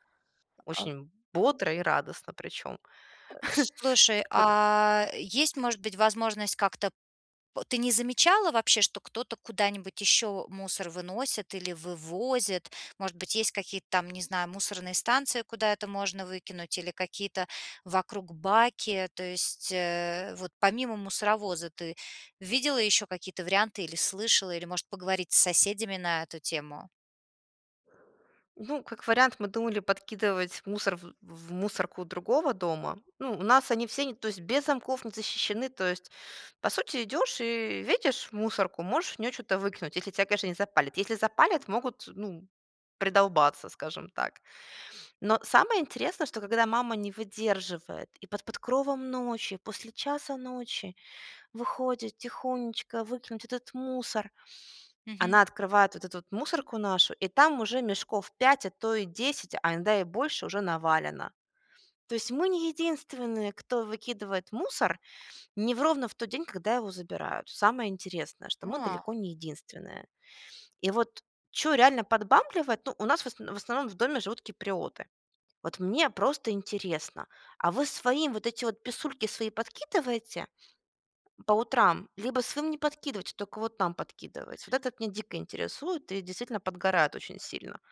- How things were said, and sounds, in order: grunt; chuckle
- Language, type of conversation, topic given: Russian, advice, Как найти баланс между моими потребностями и ожиданиями других, не обидев никого?